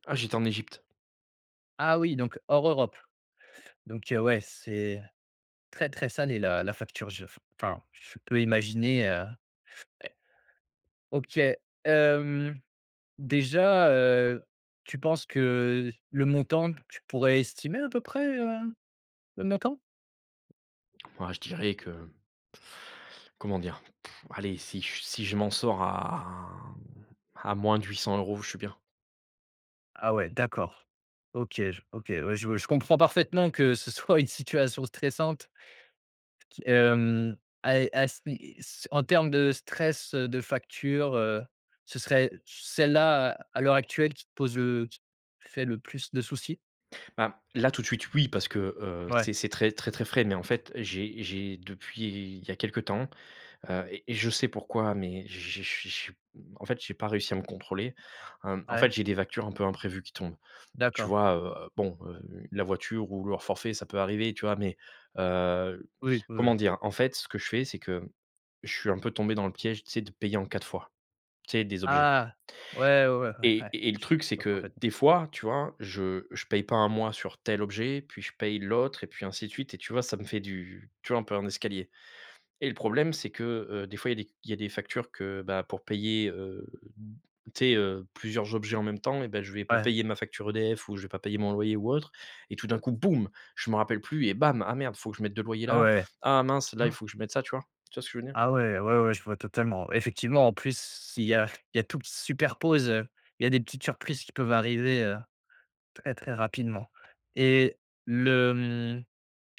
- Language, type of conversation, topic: French, advice, Comment gérer le stress provoqué par des factures imprévues qui vident votre compte ?
- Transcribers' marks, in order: drawn out: "à"; chuckle; stressed: "boom"